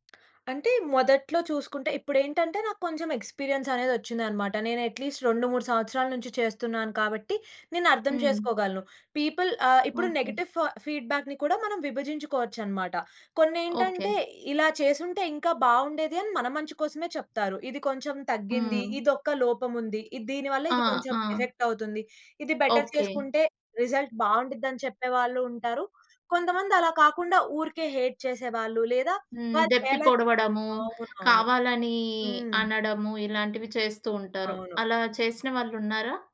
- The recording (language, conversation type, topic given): Telugu, podcast, పబ్లిక్ ప్రతిస్పందన మీ సృజనాత్మక ప్రక్రియను ఎలా మార్చుతుంది?
- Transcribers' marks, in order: tapping; in English: "ఎక్స్‌పీరియెన్స్"; in English: "అట్‌లిస్ట్"; in English: "పీపుల్"; in English: "నెగెటివ్"; in English: "ఫీడ్‌బ్యాక్‌ని"; other background noise; in English: "ఎఫెక్ట్"; in English: "బెటర్"; in English: "రిజల్ట్"; in English: "హేట్"